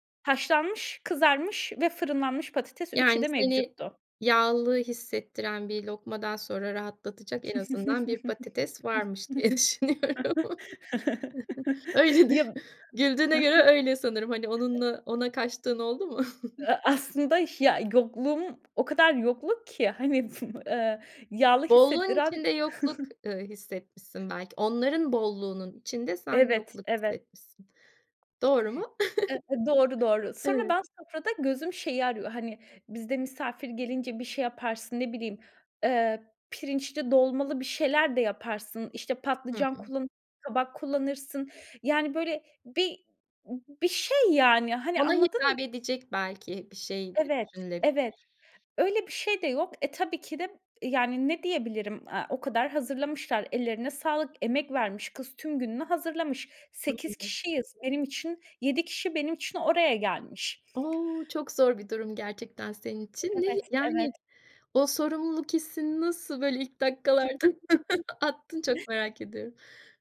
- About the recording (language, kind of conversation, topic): Turkish, podcast, Yemekler üzerinden kültürünü dinleyiciye nasıl anlatırsın?
- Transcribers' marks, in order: laugh; laughing while speaking: "diye düşünüyorum. Öyledir"; chuckle; laugh; laughing while speaking: "hani, eee"; unintelligible speech; chuckle; chuckle; other background noise; unintelligible speech; chuckle